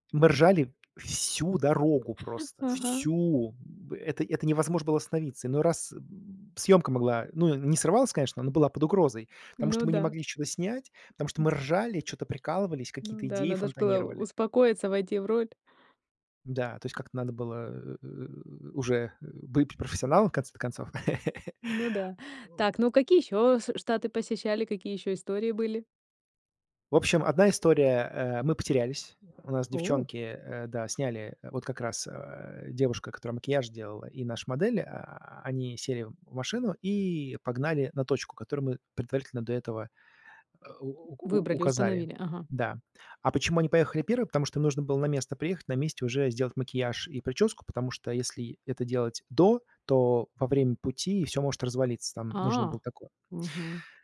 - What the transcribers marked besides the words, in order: chuckle; "невозможно" said as "невозмож"; grunt; tapping; chuckle; other background noise
- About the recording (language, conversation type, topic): Russian, podcast, Какие неожиданные приключения случались с тобой в дороге?